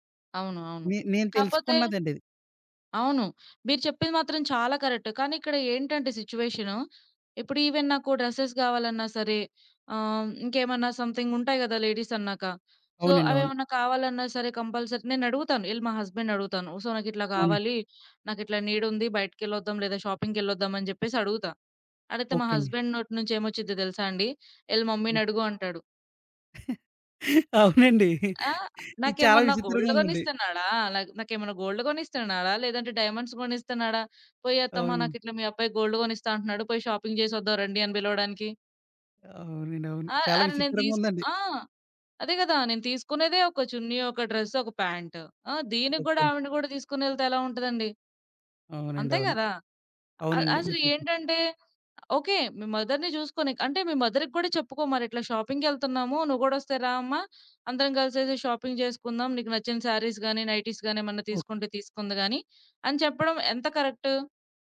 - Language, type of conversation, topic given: Telugu, podcast, ఒక చిన్న నిర్ణయం మీ జీవితాన్ని ఎలా మార్చిందో వివరించగలరా?
- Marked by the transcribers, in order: tapping; in English: "కరెక్ట్"; in English: "ఈవెన్"; in English: "డ్రెసెస్"; in English: "సమ్‌థింగ్"; in English: "లేడీస్"; in English: "సో"; in English: "కంపల్సరీ"; in English: "హస్బెండ్‌ని"; in English: "సో"; in English: "హస్బెండ్"; in English: "మమ్మీని"; laughing while speaking: "అవునండి. ఇది చాలా విచిత్రంగా ఉందండి"; other background noise; in English: "గోల్డ్"; in English: "గోల్డ్"; in English: "డైమండ్స్"; in English: "గోల్డ్"; in English: "షాపింగ్"; in English: "మదర్‌ని"; in English: "మదర్‌కి"; in English: "షాపింగ్‌కెళ్తన్నాము"; in English: "షాపింగ్"; in English: "శారీస్"; in English: "నైటీస్"